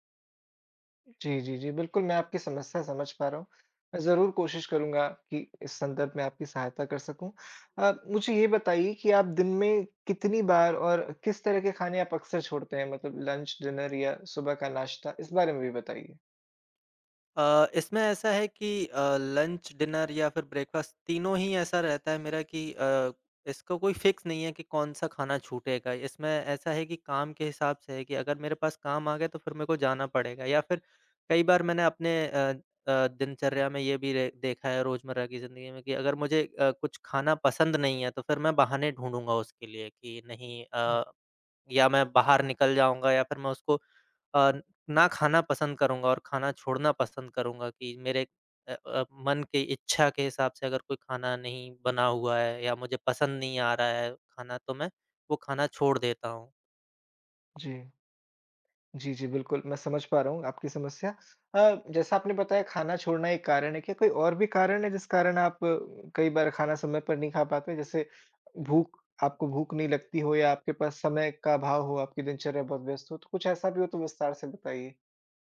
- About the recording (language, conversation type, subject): Hindi, advice, क्या आपका खाने का समय अनियमित हो गया है और आप बार-बार खाना छोड़ देते/देती हैं?
- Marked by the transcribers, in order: in English: "फ़िक्स"